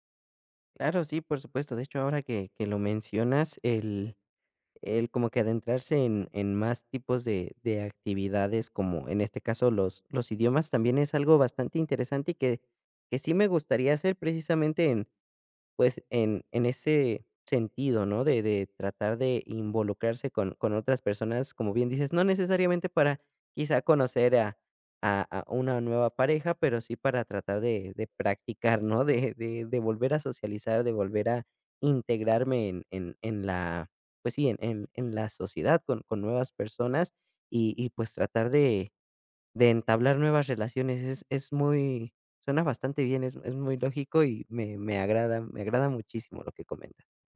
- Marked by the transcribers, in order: none
- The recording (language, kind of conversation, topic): Spanish, advice, ¿Cómo puedo ganar confianza para iniciar y mantener citas románticas?